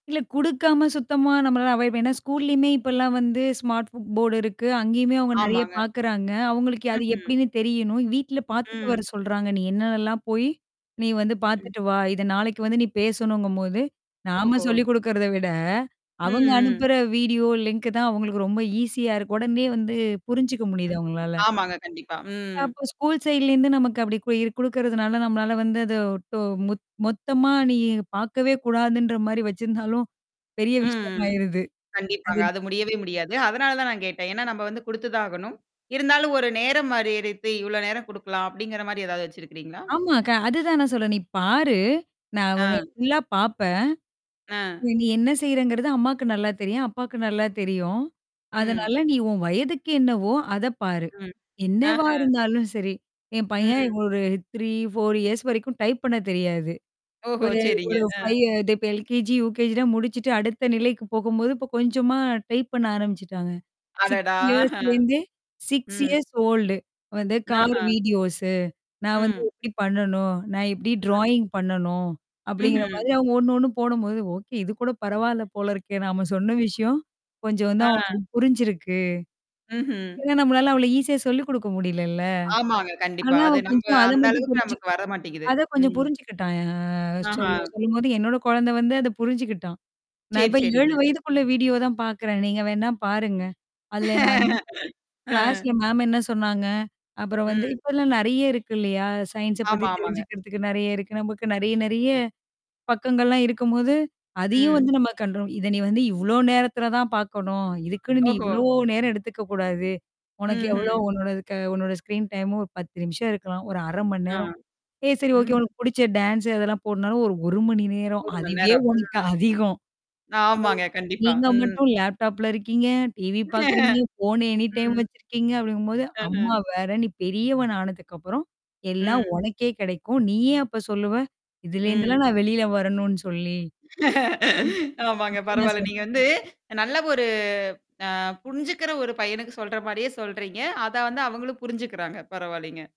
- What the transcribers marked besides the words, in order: in English: "அவாய்ட்"; other background noise; in English: "ஸ்மார்ட் போர்டு"; tapping; distorted speech; background speech; in English: "வீடியோ லிங்க்"; in English: "ஈசியா"; in English: "ஸ்கூல் சைட்ல"; laughing while speaking: "வச்சிருந்தாலும்"; other noise; in English: "ஃபுல்லா"; mechanical hum; in English: "இயர்ஸ்"; in English: "டைப்"; in English: "இயர்ஸ்ல"; in English: "இயர்ஸ் ஓல்டு"; chuckle; in English: "கார் வீடியோஸ்"; "அஹ" said as "மஹ"; in English: "டிராயிங்"; static; drawn out: "அ"; in English: "வீடியோ"; unintelligible speech; in English: "கிளாஸ்ல மேம்"; laugh; in English: "சயின்ஸப்"; drawn out: "ம்ஹும்"; in English: "ஸ்கிரீன் டைம்"; unintelligible speech; laugh; in English: "ஃபோன எனி டைம்"; laugh; unintelligible speech
- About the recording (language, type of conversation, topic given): Tamil, podcast, சிறார்களுக்கு தனிமை மற்றும் தனிப்பட்ட எல்லைகளை எப்படி கற்பிக்கலாம்?